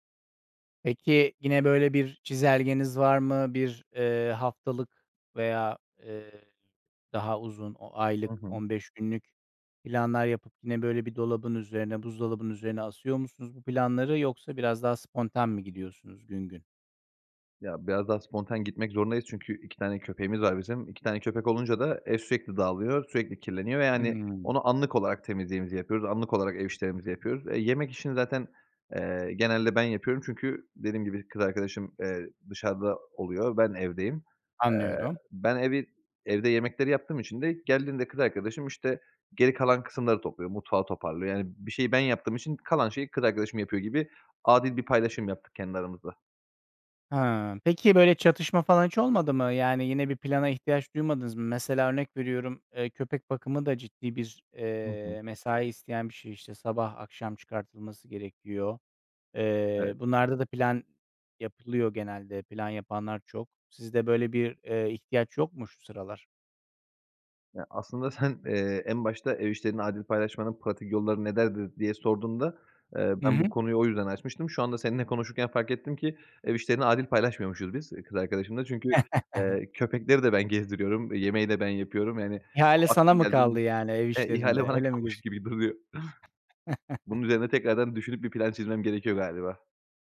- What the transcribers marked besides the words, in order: chuckle; chuckle; tapping; chuckle
- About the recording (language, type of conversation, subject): Turkish, podcast, Ev işlerini adil paylaşmanın pratik yolları nelerdir?